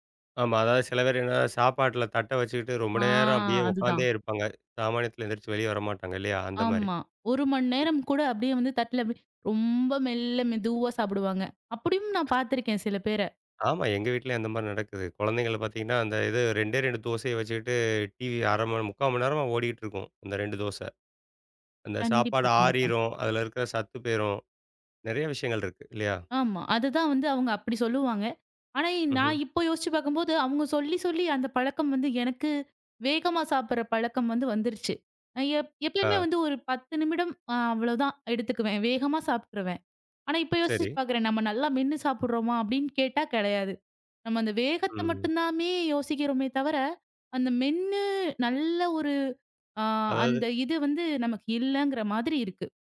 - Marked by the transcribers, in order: drawn out: "ஆ"; other noise
- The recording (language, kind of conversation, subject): Tamil, podcast, உங்கள் வீட்டில் உணவு சாப்பிடும்போது மனதை கவனமாக வைத்திருக்க நீங்கள் எந்த வழக்கங்களைப் பின்பற்றுகிறீர்கள்?